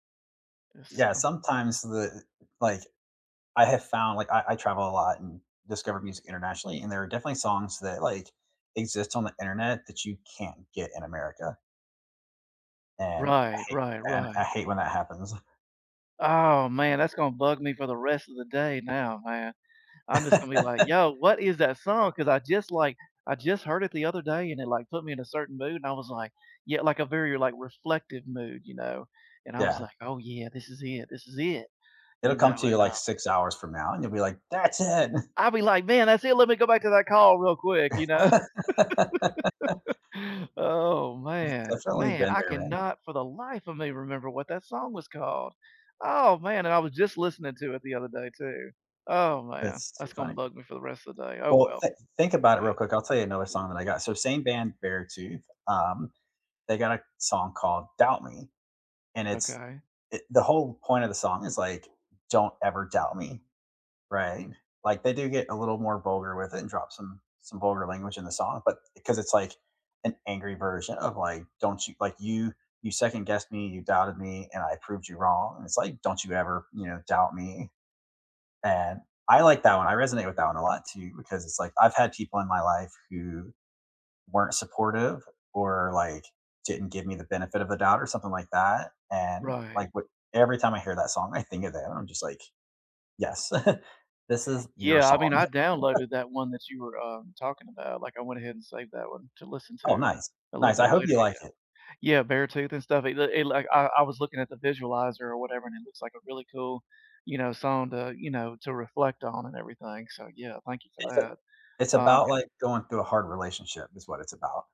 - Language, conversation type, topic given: English, unstructured, Which song never fails to lift your mood, and what memories make it special for you?
- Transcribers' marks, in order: unintelligible speech; chuckle; chuckle; laugh; laugh; stressed: "life"; chuckle